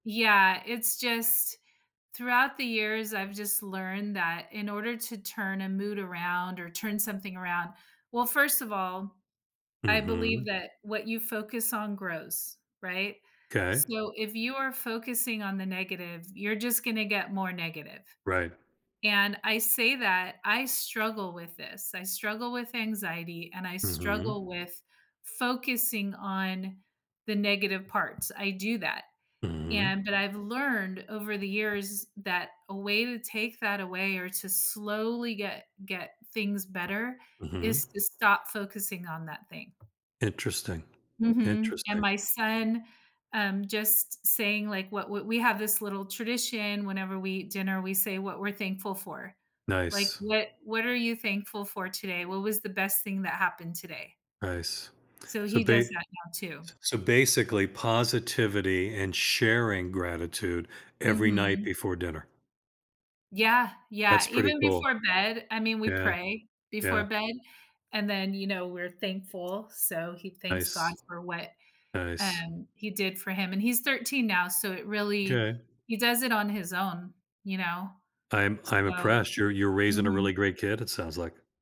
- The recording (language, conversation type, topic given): English, unstructured, How can practicing gratitude change your outlook and relationships?
- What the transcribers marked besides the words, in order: other background noise; tapping